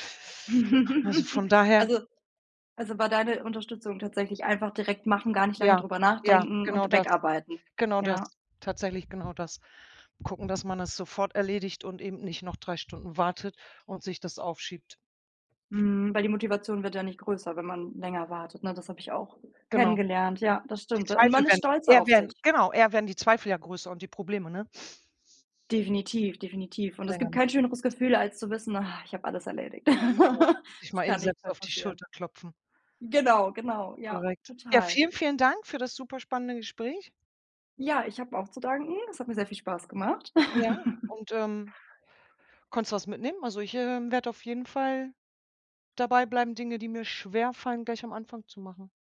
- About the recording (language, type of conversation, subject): German, unstructured, Wie motivierst du dich zum Lernen?
- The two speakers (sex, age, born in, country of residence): female, 25-29, Germany, Germany; female, 45-49, Germany, Germany
- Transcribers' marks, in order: chuckle; other background noise; tapping; chuckle; chuckle